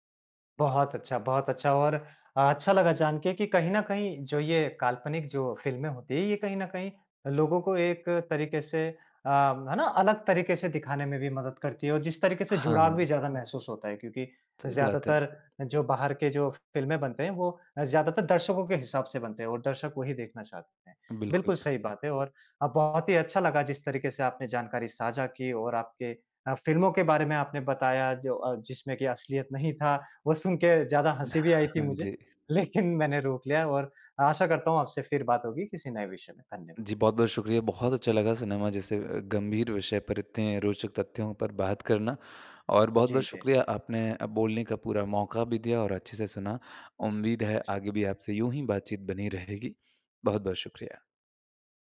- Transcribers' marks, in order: chuckle; laughing while speaking: "लेकिन मैंने रोक लिया"
- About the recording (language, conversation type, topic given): Hindi, podcast, किस फिल्म ने आपको असल ज़िंदगी से कुछ देर के लिए भूलाकर अपनी दुनिया में खो जाने पर मजबूर किया?